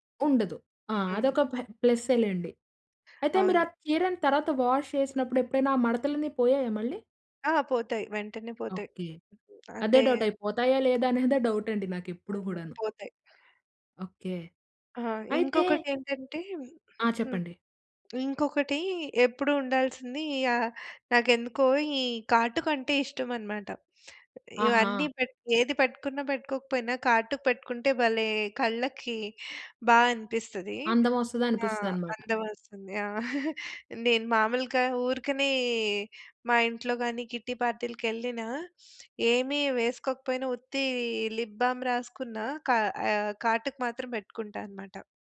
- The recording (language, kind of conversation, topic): Telugu, podcast, మీ గార్డ్రోబ్‌లో ఎప్పుడూ ఉండాల్సిన వస్తువు ఏది?
- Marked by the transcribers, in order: in English: "వాష్"; in English: "డౌ‌ట్"; other background noise; in English: "డౌట్"; giggle; sniff; in English: "లిప్ బామ్"